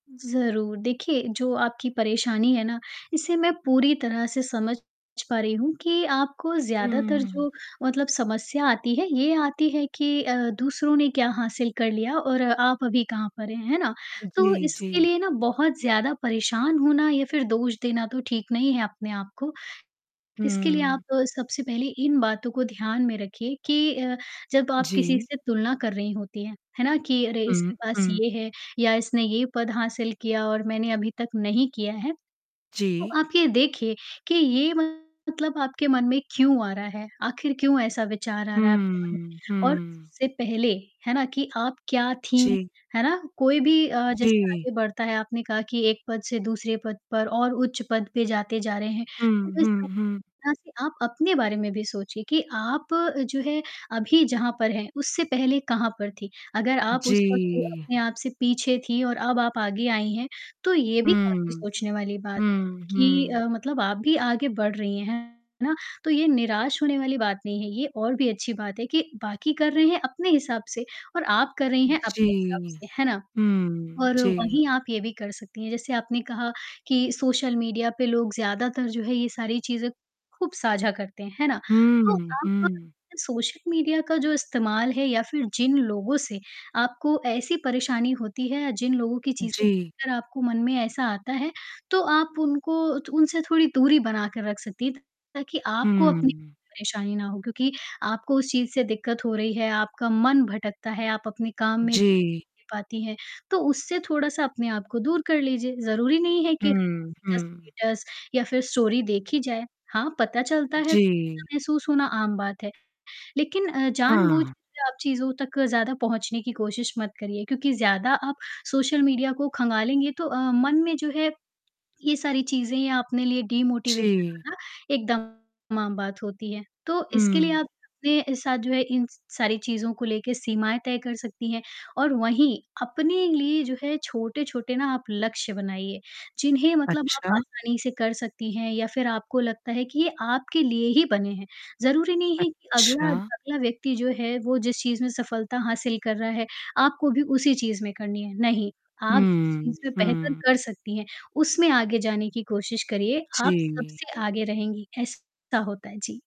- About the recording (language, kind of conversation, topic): Hindi, advice, दूसरों से तुलना करने पर आपकी उपलब्धियाँ आपको कम महत्वपूर्ण क्यों लगने लगती हैं?
- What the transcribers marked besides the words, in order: static; mechanical hum; other background noise; distorted speech; in English: "डिमोटिवेशन"